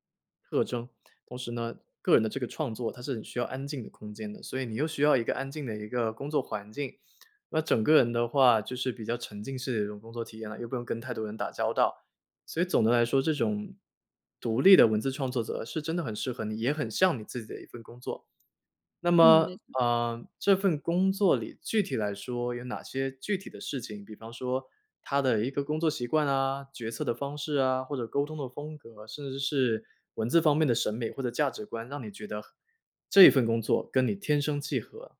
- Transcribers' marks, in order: none
- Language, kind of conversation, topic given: Chinese, podcast, 是什么让你觉得这份工作很像真正的你？